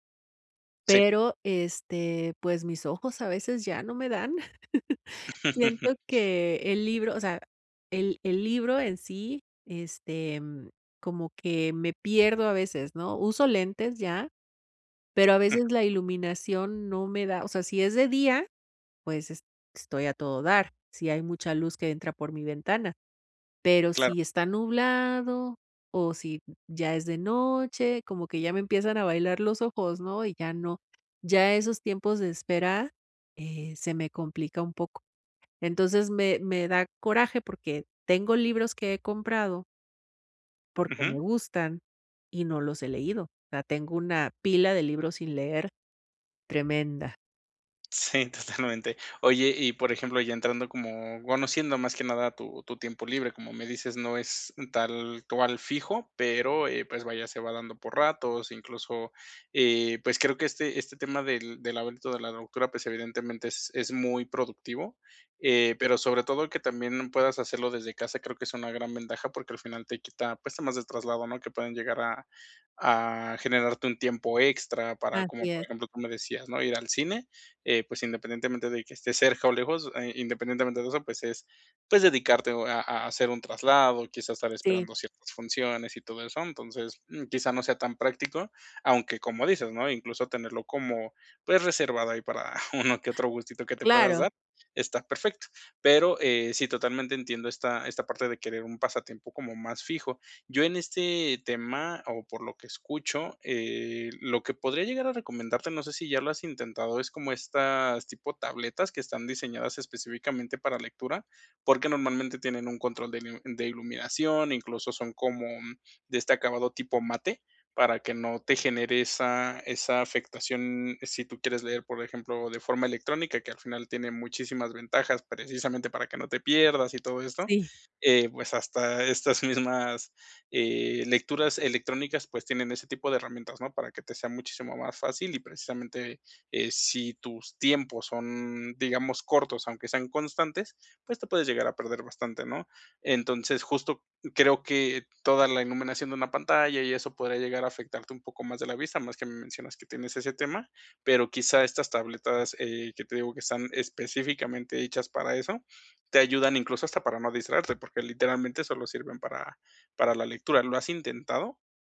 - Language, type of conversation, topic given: Spanish, advice, ¿Cómo puedo encontrar tiempo para mis pasatiempos entre mis responsabilidades diarias?
- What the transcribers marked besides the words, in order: chuckle; laughing while speaking: "totalmente"; tapping; laughing while speaking: "uno"; laughing while speaking: "mismas"